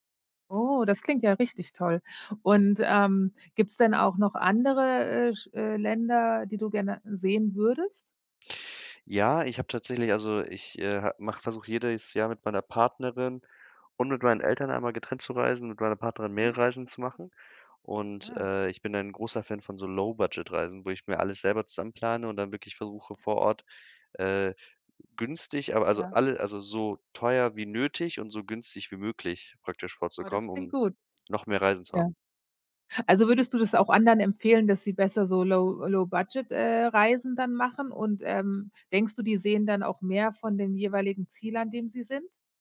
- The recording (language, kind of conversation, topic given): German, podcast, Was ist dein wichtigster Reisetipp, den jeder kennen sollte?
- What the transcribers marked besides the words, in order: other noise